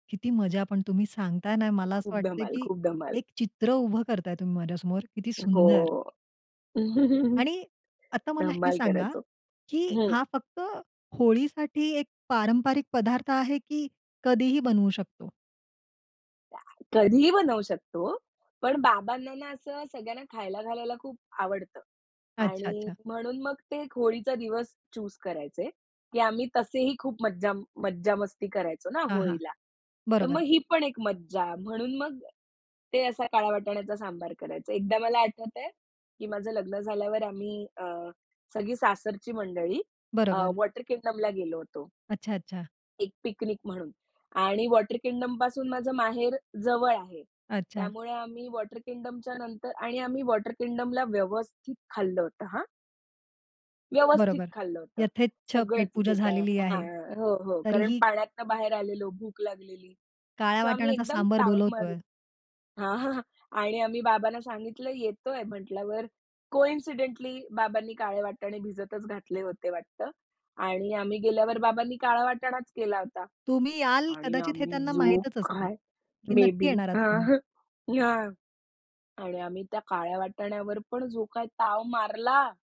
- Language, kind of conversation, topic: Marathi, podcast, अन्नामुळे आठवलेली तुमची एखादी खास कौटुंबिक आठवण सांगाल का?
- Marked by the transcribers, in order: other background noise; chuckle; unintelligible speech; in English: "वॉटर किंगडमला"; in English: "वॉटर किंगडम"; in English: "वॉटर किंगडमच्या"; in English: "वॉटर किंगडमला"; laughing while speaking: "हां, हां"; in English: "कोइन्सिडेंटली"; anticipating: "हां, हां"